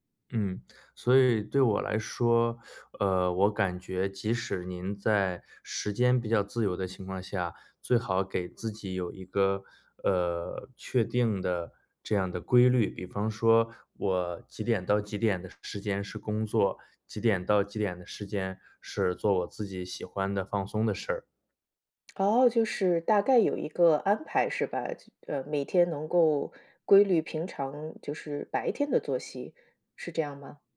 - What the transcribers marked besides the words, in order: lip smack; teeth sucking; lip smack
- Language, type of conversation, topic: Chinese, advice, 为什么我很难坚持早睡早起的作息？